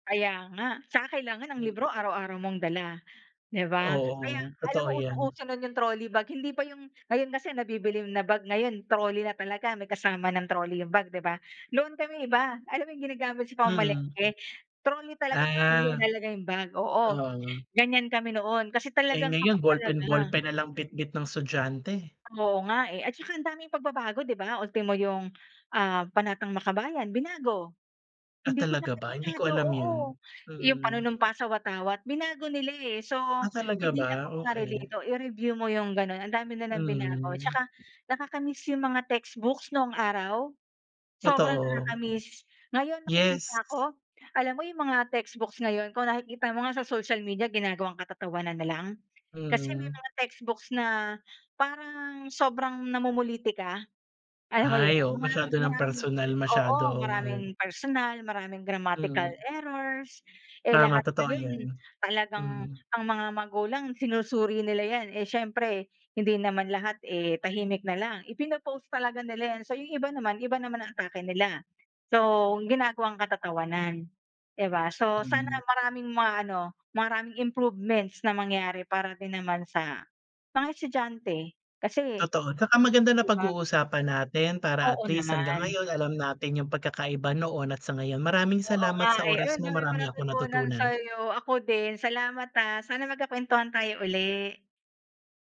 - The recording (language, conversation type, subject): Filipino, unstructured, Ano ang opinyon mo tungkol sa kalagayan ng edukasyon sa kasalukuyan?
- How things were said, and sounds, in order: in English: "trolley bag"; in English: "grammatical errors"